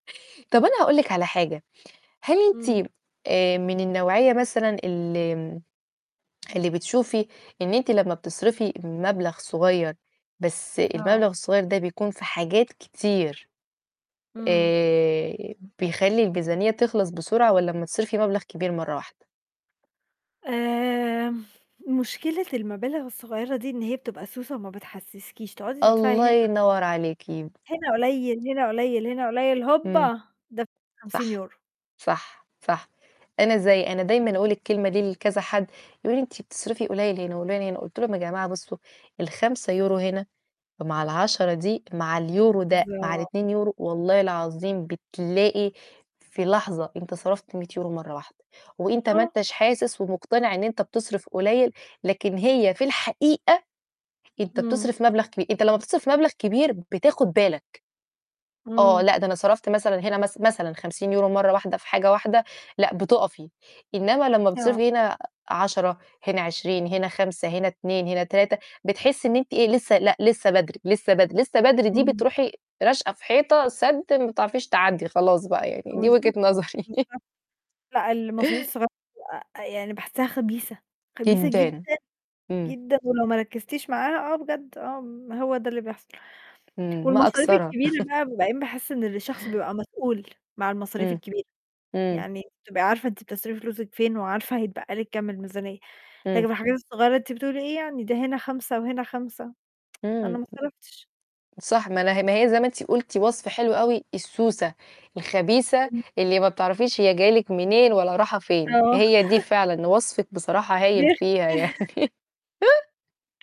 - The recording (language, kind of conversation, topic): Arabic, unstructured, إزاي تدير ميزانيتك الشهرية بشكل فعّال؟
- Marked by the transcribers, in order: tapping; distorted speech; static; unintelligible speech; laugh; chuckle; laugh; tsk; other noise; laugh; laugh